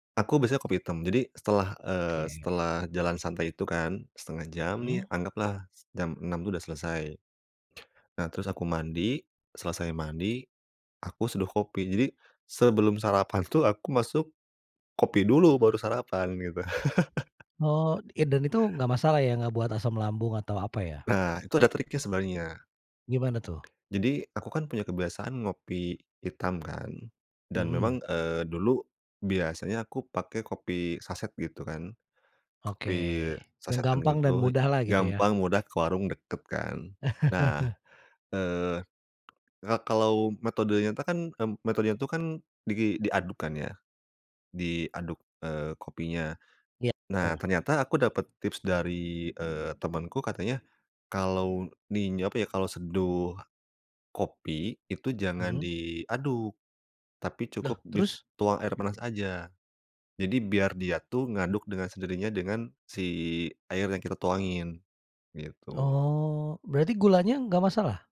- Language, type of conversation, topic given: Indonesian, podcast, Kebiasaan pagi apa yang membantu menjaga suasana hati dan fokusmu?
- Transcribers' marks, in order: other background noise; laugh; tapping; laugh